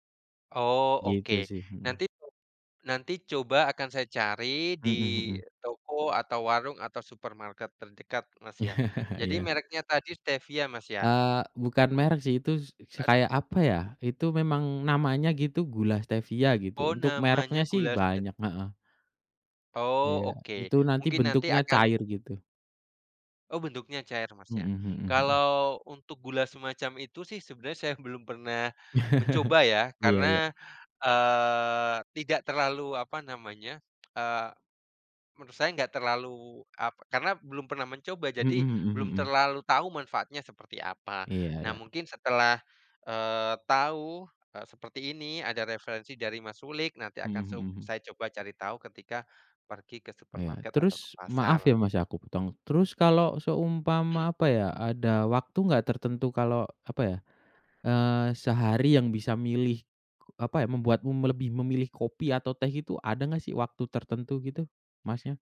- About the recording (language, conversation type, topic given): Indonesian, unstructured, Antara kopi dan teh, mana yang lebih sering kamu pilih?
- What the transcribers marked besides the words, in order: chuckle; other background noise; laughing while speaking: "belum"; chuckle; tapping; other animal sound